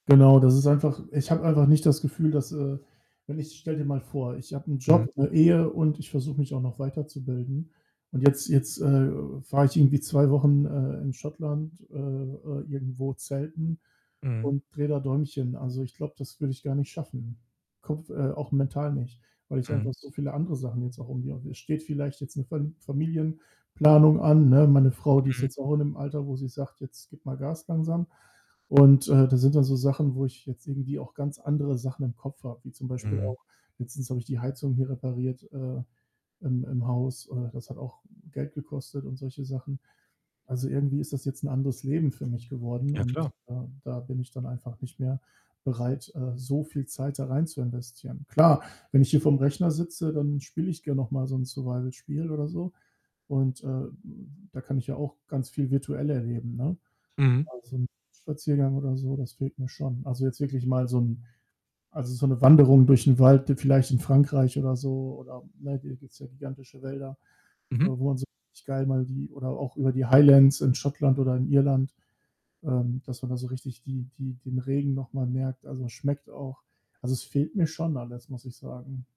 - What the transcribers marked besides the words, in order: other background noise; unintelligible speech; static; distorted speech
- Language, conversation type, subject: German, advice, Wie kann ich am besten anfangen, einen sinnvollen Beitrag für meine Gemeinschaft zu leisten?